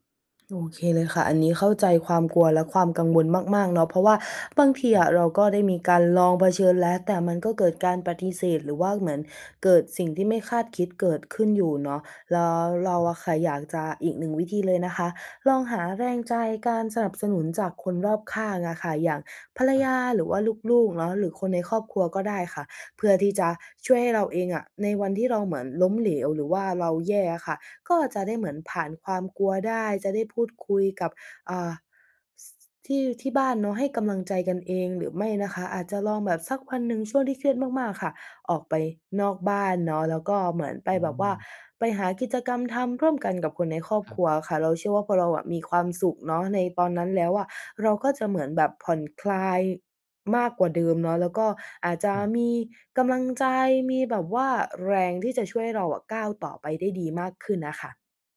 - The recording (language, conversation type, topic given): Thai, advice, ฉันจะเริ่มก้าวข้ามความกลัวความล้มเหลวและเดินหน้าต่อได้อย่างไร?
- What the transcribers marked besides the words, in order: none